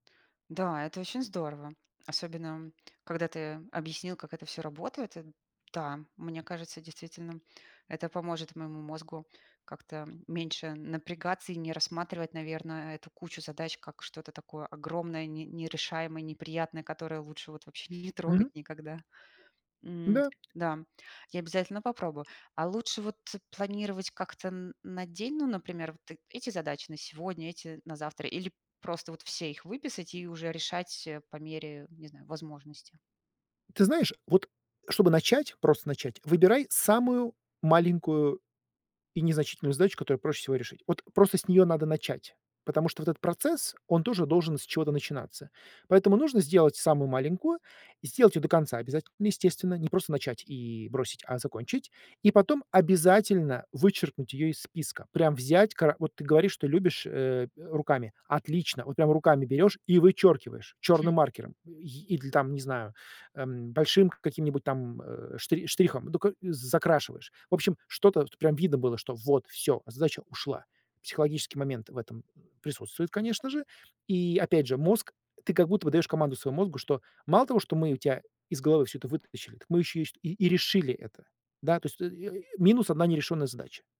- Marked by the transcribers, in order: tapping; other noise
- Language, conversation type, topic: Russian, advice, Как эффективно группировать множество мелких задач, чтобы не перегружаться?